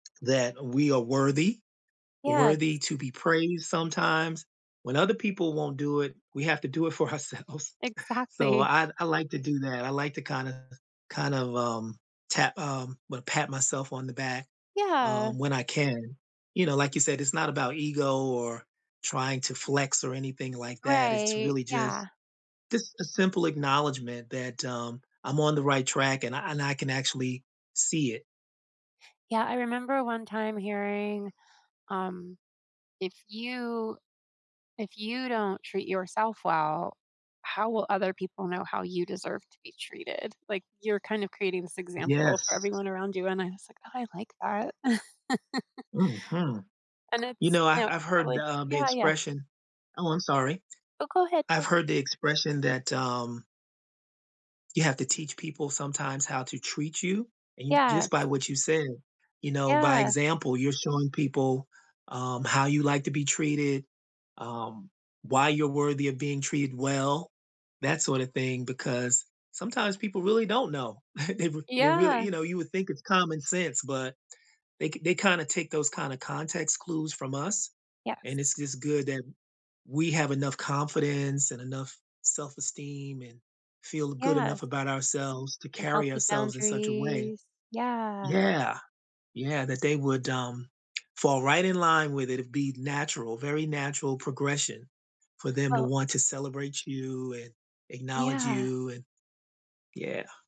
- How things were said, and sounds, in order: tapping; laughing while speaking: "for ourselves"; laugh; chuckle; drawn out: "boundaries"
- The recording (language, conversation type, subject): English, unstructured, What is your favorite way to celebrate small wins?